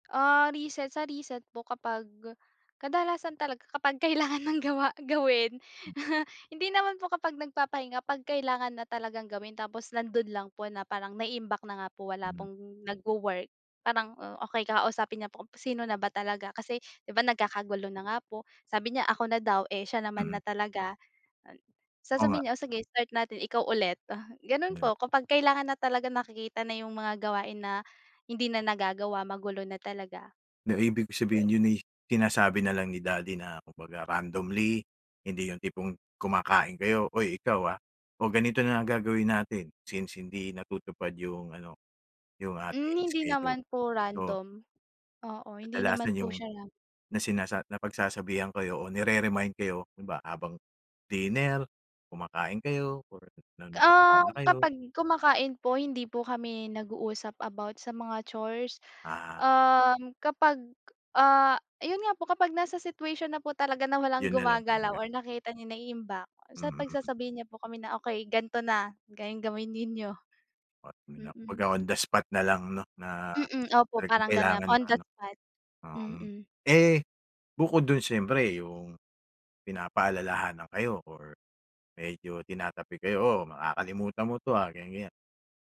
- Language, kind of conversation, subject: Filipino, podcast, Paano ninyo inaayos at hinahati ang mga gawaing-bahay sa inyong tahanan?
- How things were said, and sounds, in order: laughing while speaking: "kailangan ng gawa, gawin"; chuckle; tapping; in English: "chores"; unintelligible speech; in English: "on the spot"